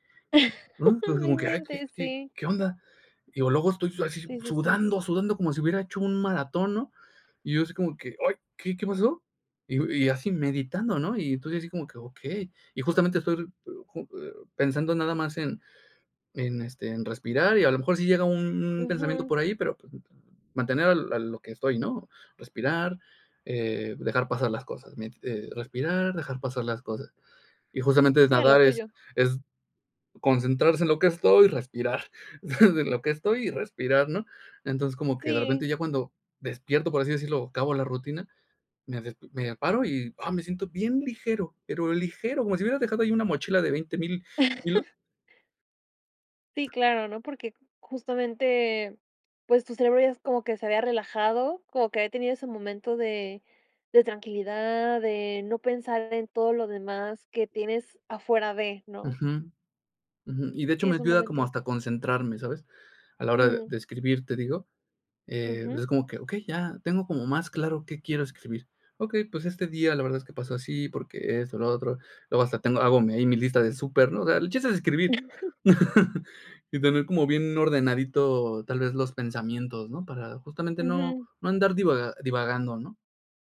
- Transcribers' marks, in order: laugh; unintelligible speech; chuckle; chuckle; tapping; chuckle; laugh
- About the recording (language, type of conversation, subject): Spanish, podcast, ¿Qué hábitos te ayudan a mantener la creatividad día a día?